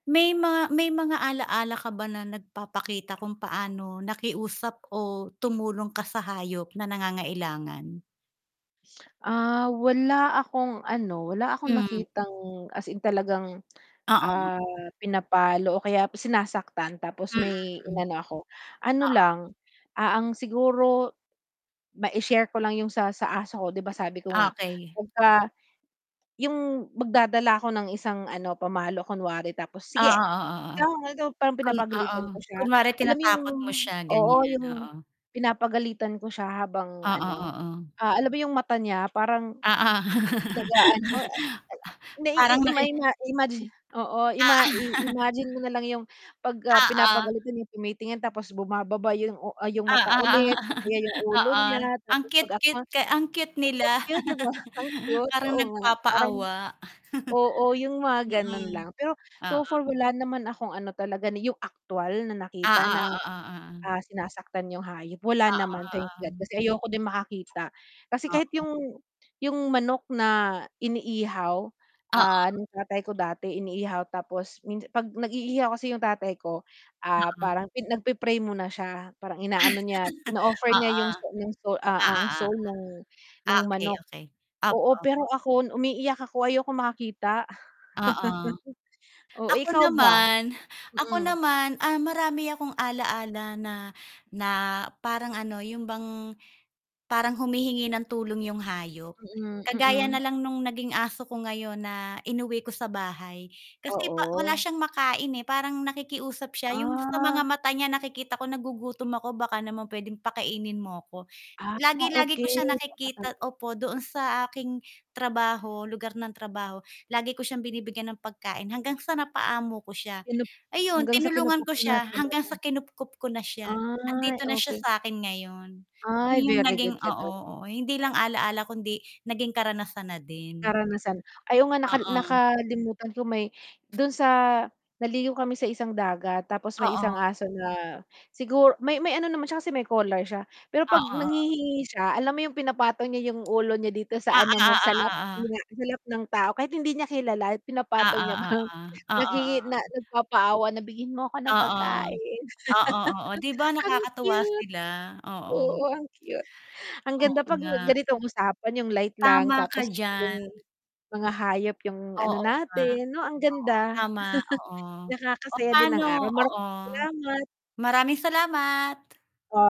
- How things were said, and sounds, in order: tapping; other background noise; static; distorted speech; background speech; laugh; laughing while speaking: "Oo"; chuckle; laughing while speaking: "oo"; laugh; laugh; laugh; mechanical hum; laugh; laugh; unintelligible speech; laugh; laugh
- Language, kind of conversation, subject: Filipino, unstructured, Ano ang nararamdaman mo kapag nakikita mong may hayop na pinapahirapan?